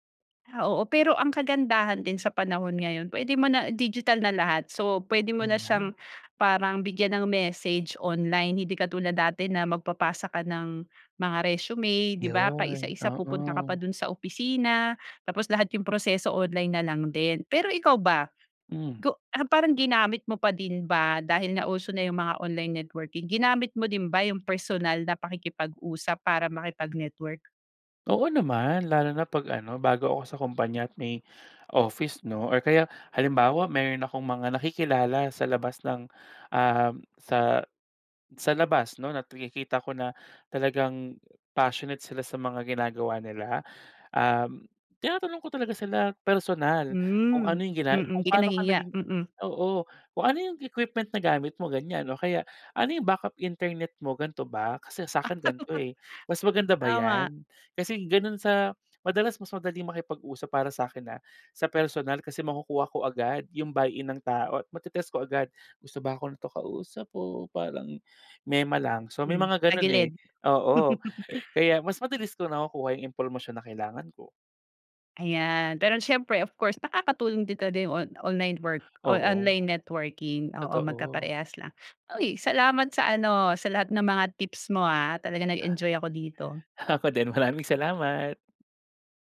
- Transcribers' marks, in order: other background noise; in English: "passionate"; in English: "backup internet"; in English: "buy-in"
- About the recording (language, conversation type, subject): Filipino, podcast, Gaano kahalaga ang pagbuo ng mga koneksyon sa paglipat mo?
- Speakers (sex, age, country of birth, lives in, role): female, 35-39, Philippines, Finland, host; male, 30-34, Philippines, Philippines, guest